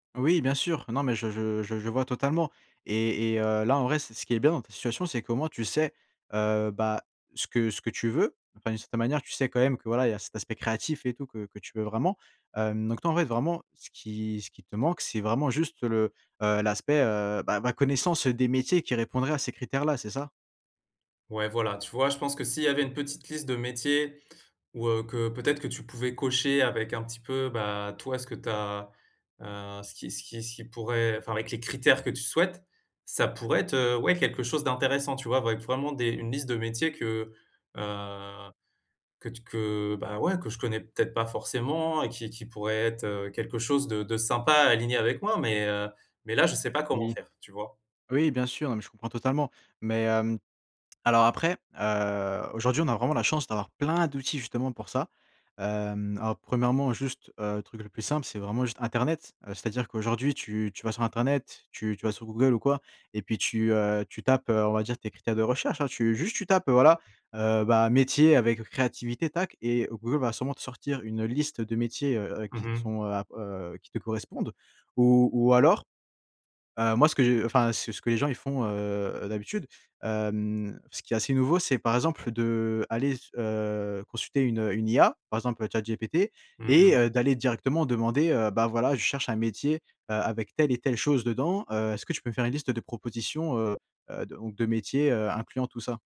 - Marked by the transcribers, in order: stressed: "sais"; other background noise; stressed: "critères"; tapping; drawn out: "heu"
- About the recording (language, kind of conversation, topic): French, advice, Comment puis-je trouver du sens après une perte liée à un changement ?